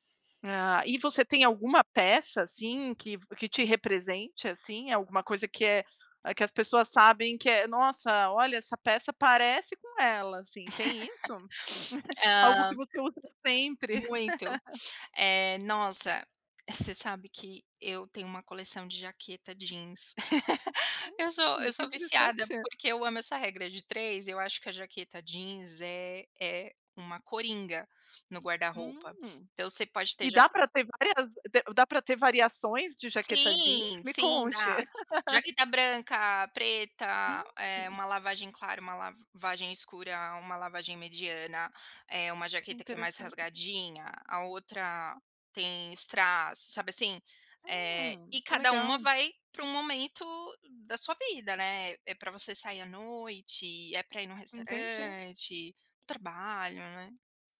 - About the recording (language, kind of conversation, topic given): Portuguese, podcast, Como você equilibra conforto e estilo?
- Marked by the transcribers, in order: laugh; chuckle; laugh; tapping; laugh; chuckle; drawn out: "Sim"; laugh; in French: "strass"